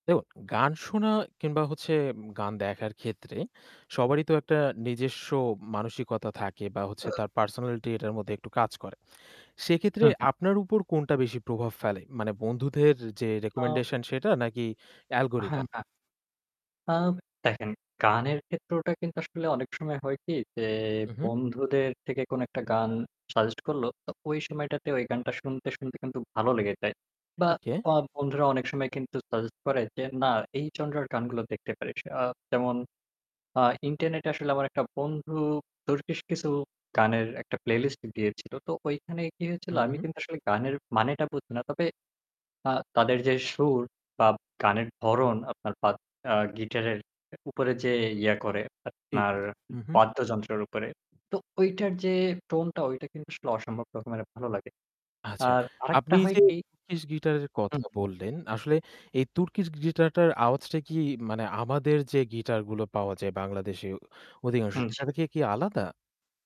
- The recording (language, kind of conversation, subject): Bengali, podcast, গান বাছাই করতে আপনার ওপর কার প্রভাব বেশি—বন্ধু, না অ্যালগরিদম?
- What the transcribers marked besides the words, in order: "দেখুন" said as "দেখু"; "নিজস্ব" said as "নিজেস্ব"; static; hiccup; in English: "recommendation"; in English: "algorithm?"; in English: "turkish guitar"; in English: "turkish griter"; "guitar" said as "griter"